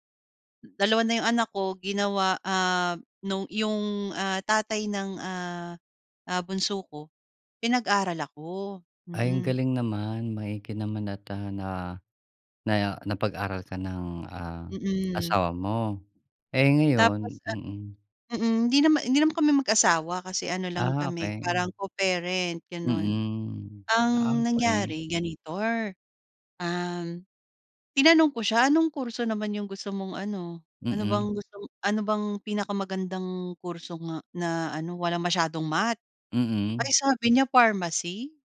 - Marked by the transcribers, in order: other background noise; "ganito" said as "ganitor"
- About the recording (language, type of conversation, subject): Filipino, podcast, Puwede mo bang ikuwento kung paano nagsimula ang paglalakbay mo sa pag-aaral?